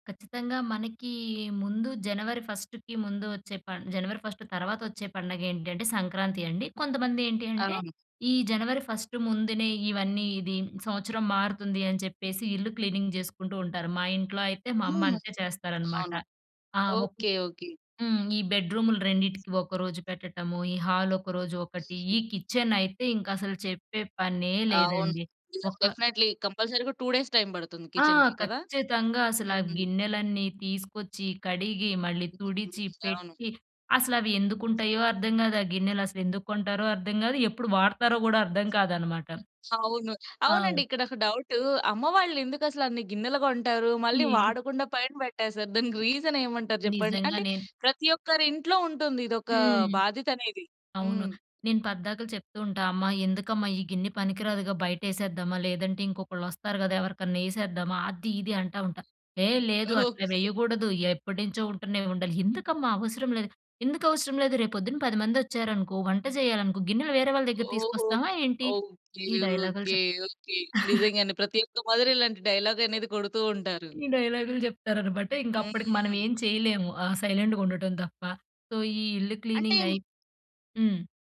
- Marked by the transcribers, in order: in English: "ఫస్ట్‌కి"; in English: "ఫస్ట్"; in English: "ఫస్ట్"; in English: "క్లీనింగ్"; other noise; other background noise; in English: "డెఫినెట్‌లీ కంపల్సరీగా టూ డేస్ టైమ్"; in English: "కిచెన్‌కి"; chuckle; chuckle; giggle; in English: "సైలెంట్‌గా"; in English: "సో"; tapping
- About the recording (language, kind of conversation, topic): Telugu, podcast, పండుగల్లో మీ కుటుంబం కలిసి చేసే సంప్రదాయాలు ఏమిటి?
- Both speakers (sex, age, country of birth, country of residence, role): female, 25-29, India, India, host; female, 30-34, India, India, guest